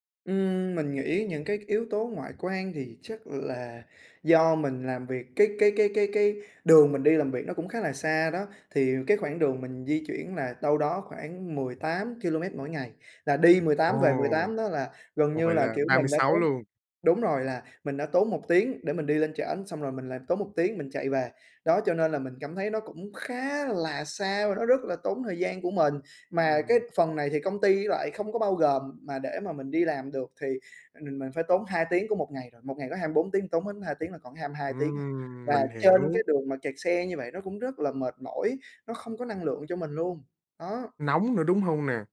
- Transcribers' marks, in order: disgusted: "khá là xa"; tapping
- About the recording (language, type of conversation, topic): Vietnamese, advice, Vì sao công việc hiện tại khiến tôi cảm thấy vô nghĩa?